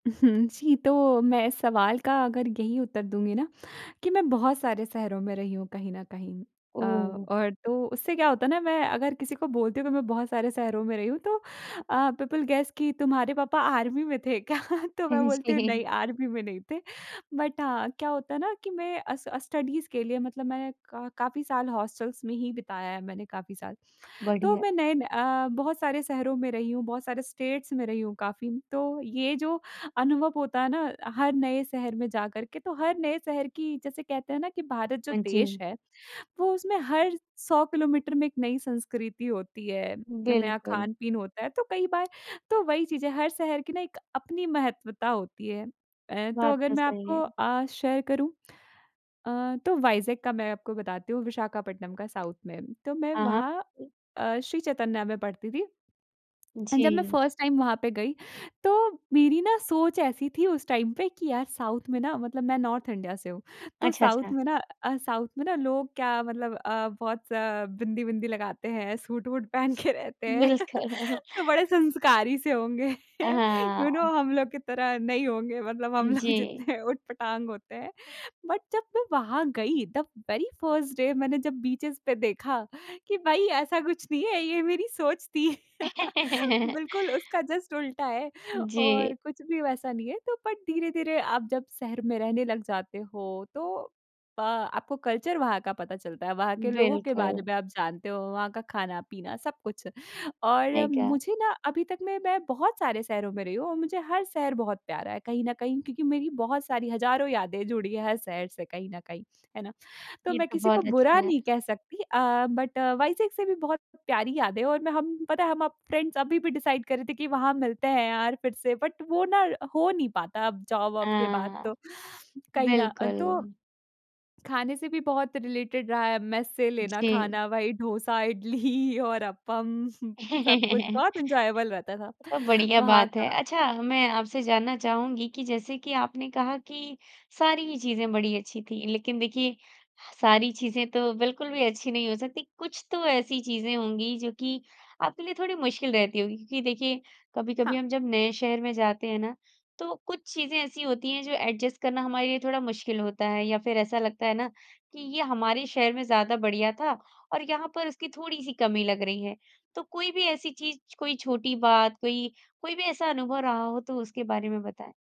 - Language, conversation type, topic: Hindi, podcast, पहली बार किसी नए शहर में बसने का आपका अनुभव कैसा रहा?
- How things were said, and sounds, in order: in English: "पीपल गैस"; in English: "आर्मी"; laughing while speaking: "जी"; laughing while speaking: "क्या?"; in English: "आर्मी"; in English: "बट"; in English: "स्टडीज़"; in English: "हॉस्टलस"; in English: "स्टेट्स"; tapping; in English: "शेयर"; in English: "साउथ"; in English: "एंड"; in English: "फर्स्ट टाइम"; in English: "टाइम"; in English: "साउथ"; in English: "नॉर्थ इंडिया"; in English: "साउथ"; in English: "साउथ"; laughing while speaking: "बिल्कुल"; laughing while speaking: "के रहते हैं। तो बड़े … उटपटांग होते हैं"; laugh; in English: "यू नो"; in English: "बट"; in English: "द वेरी फर्स्ट डे"; in English: "बीचेज़"; laughing while speaking: "भई ऐसा कुछ नहीं है ये मेरी सोच थी"; laugh; in English: "जस्ट"; in English: "बट"; in English: "कल्चर"; in English: "बट"; in English: "फ्रेंड्स"; in English: "डिसाइड"; in English: "बट"; in English: "जॉब"; in English: "रिलेटेड"; in English: "मेस"; laughing while speaking: "इडली और अपम"; laugh; chuckle; in English: "एन्जॉयबल"; in English: "एडजस्ट"